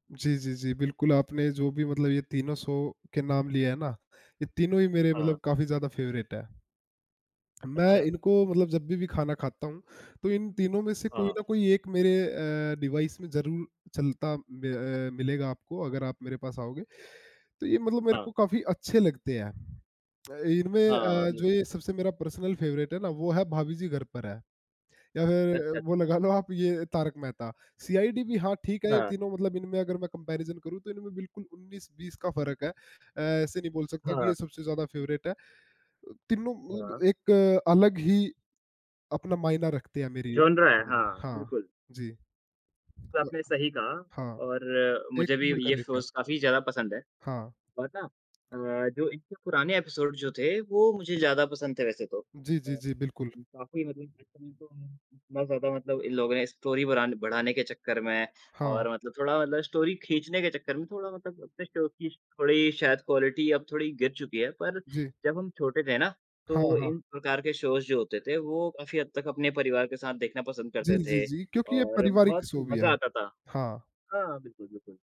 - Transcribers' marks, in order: in English: "शो"; in English: "फेवरेट"; tapping; in English: "डिवाइस"; in English: "पर्सनल फेवरेट"; laughing while speaking: "लगा लो"; in English: "कंपैरिज़न"; in English: "फेवरेट"; in English: "जॉनरा"; in English: "शोज़"; in English: "एपिसोड"; in English: "स्टोरी"; in English: "स्टोरी"; in English: "शो"; in English: "क्वालिटी"; in English: "शोज़"; in English: "शो"
- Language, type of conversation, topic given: Hindi, unstructured, टीवी पर कौन-सा कार्यक्रम आपको सबसे ज़्यादा मनोरंजन देता है?
- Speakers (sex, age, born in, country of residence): male, 20-24, India, India; male, 20-24, India, India